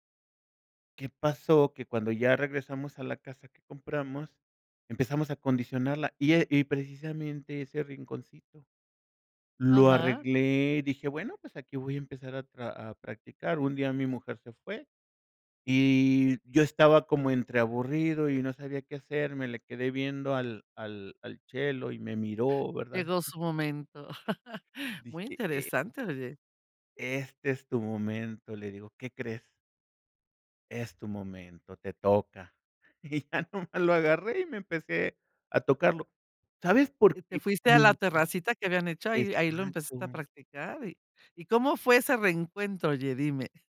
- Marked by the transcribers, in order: chuckle; laughing while speaking: "y ya nomás lo agarré"; other background noise; unintelligible speech
- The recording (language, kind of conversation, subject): Spanish, podcast, ¿Qué rincón de tu casa te hace sonreír?